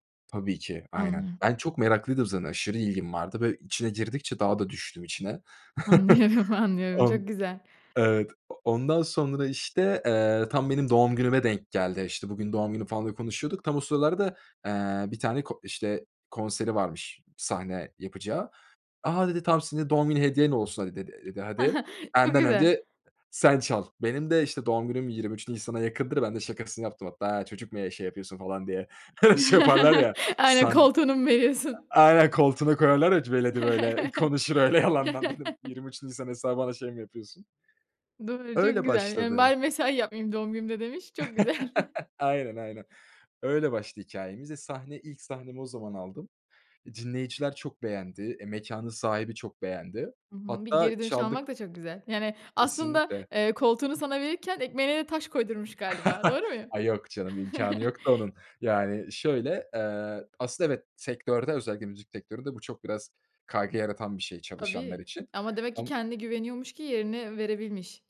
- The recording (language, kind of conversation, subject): Turkish, podcast, Hayatınızda bir mentor oldu mu, size nasıl yardımcı oldu?
- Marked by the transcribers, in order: laughing while speaking: "Anlıyorum, anlıyorum"; chuckle; other background noise; chuckle; chuckle; laughing while speaking: "Aynen, koltuğunu mu veriyorsun?"; chuckle; laughing while speaking: "Öyle şey"; chuckle; laughing while speaking: "yalandan dedim"; chuckle; laughing while speaking: "güzel"; chuckle; chuckle; chuckle; tapping